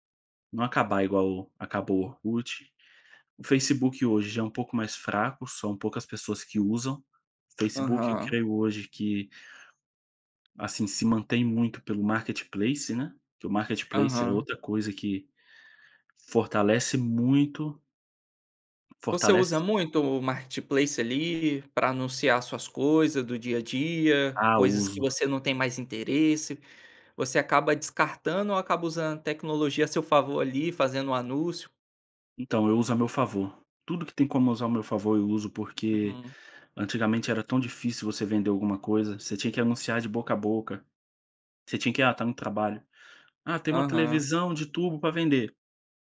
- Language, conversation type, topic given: Portuguese, podcast, Como a tecnologia mudou o seu dia a dia?
- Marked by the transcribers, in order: tapping